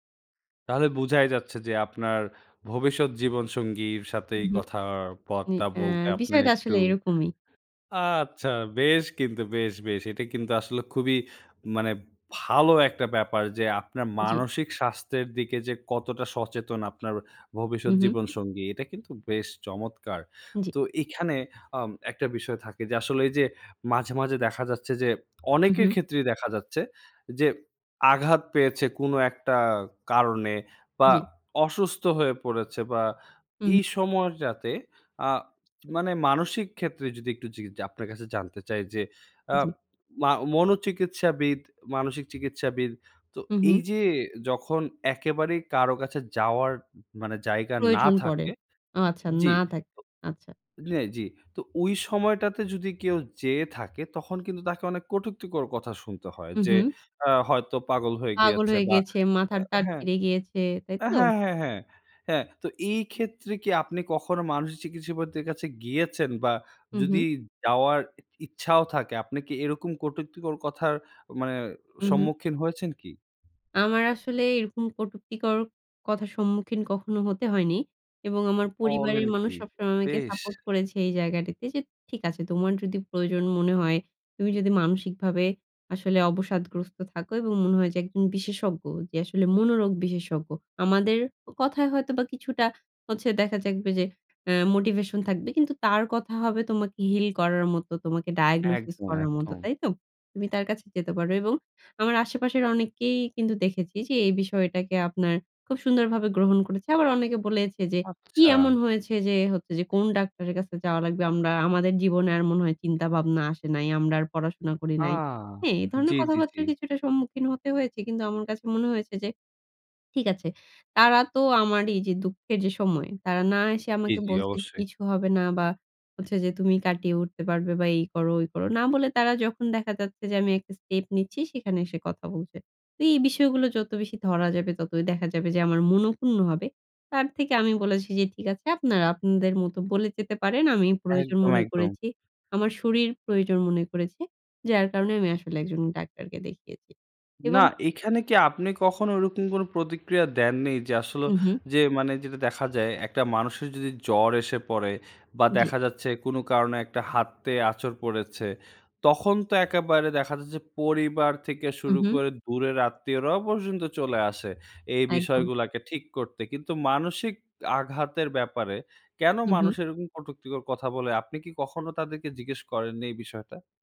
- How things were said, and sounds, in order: other background noise; tapping; in English: "মোটিভেশন"; in English: "ডায়াগনোসিস"; "হাতে" said as "হাততে"
- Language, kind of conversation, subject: Bengali, podcast, আঘাত বা অসুস্থতার পর মনকে কীভাবে চাঙ্গা রাখেন?